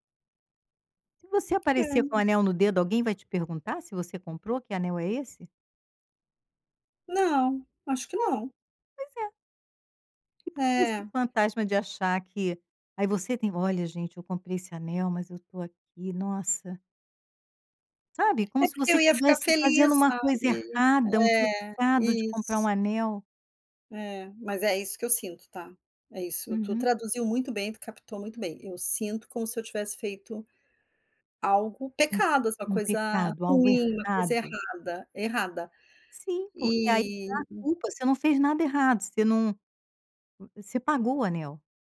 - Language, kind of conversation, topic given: Portuguese, advice, Como lidar com a culpa depois de comprar algo caro sem necessidade?
- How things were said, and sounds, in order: tapping